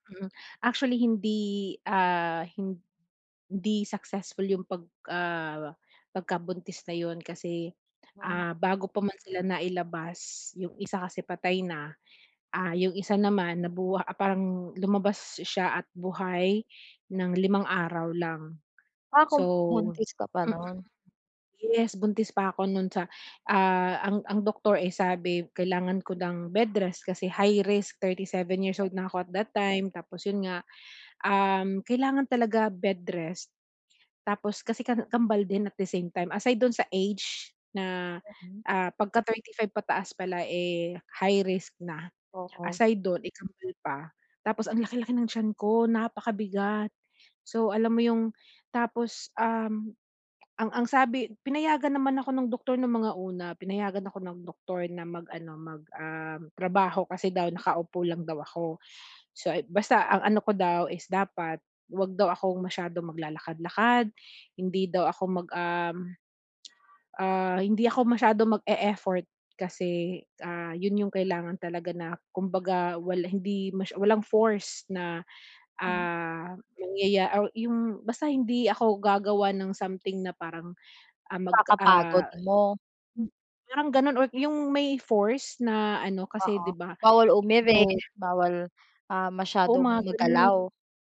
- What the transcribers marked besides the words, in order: tapping
- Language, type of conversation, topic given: Filipino, advice, Paano ko haharapin ang palagiang pakiramdam na may kasalanan ako?